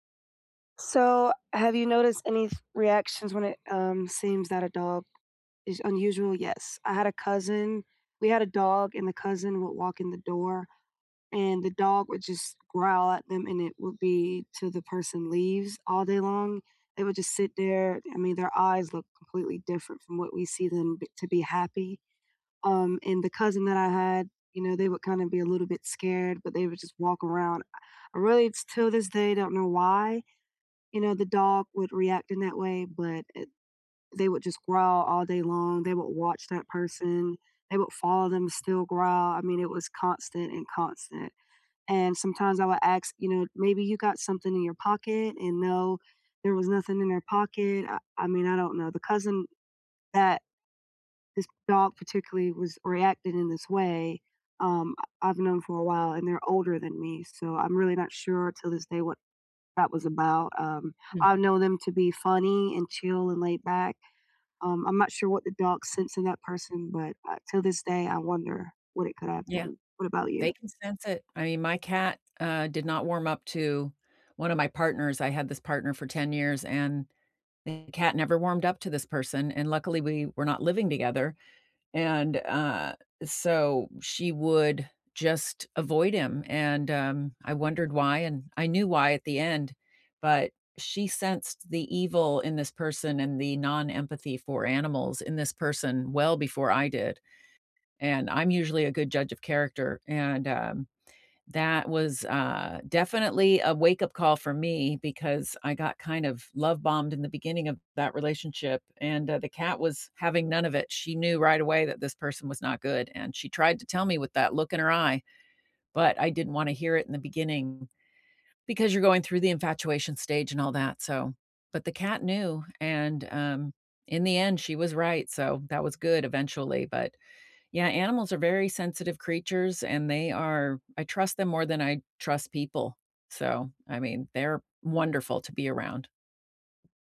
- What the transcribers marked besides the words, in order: tapping
- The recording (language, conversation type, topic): English, unstructured, What is the most surprising thing animals can sense about people?